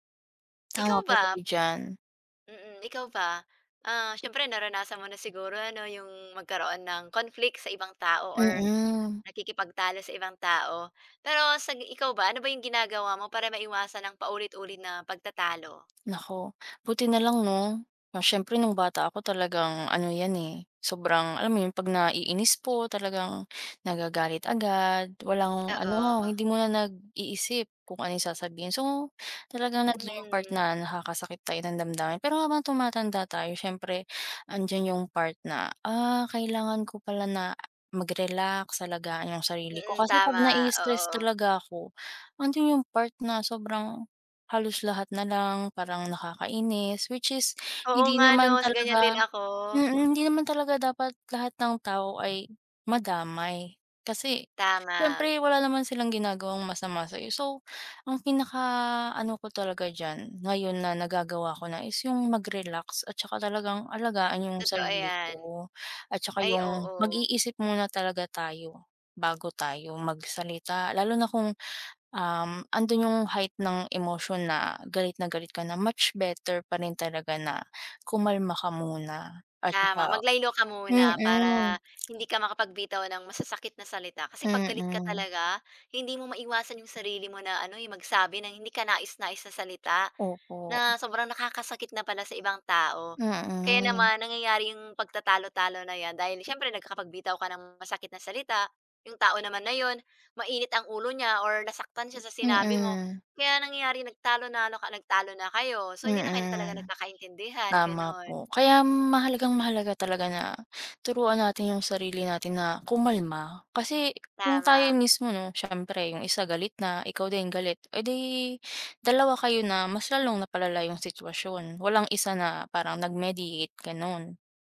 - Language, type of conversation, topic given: Filipino, unstructured, Ano ang ginagawa mo para maiwasan ang paulit-ulit na pagtatalo?
- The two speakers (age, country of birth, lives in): 20-24, Philippines, Philippines; 40-44, Philippines, Philippines
- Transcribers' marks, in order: background speech; other background noise; tapping